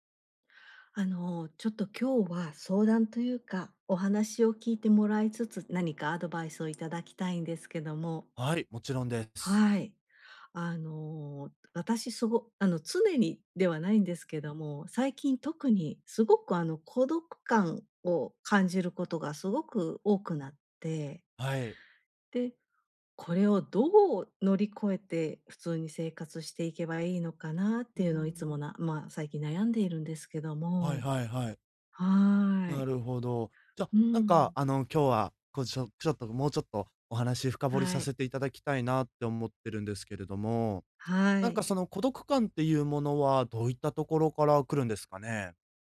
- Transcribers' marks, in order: tapping
- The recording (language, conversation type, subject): Japanese, advice, 別れた後の孤独感をどうやって乗り越えればいいですか？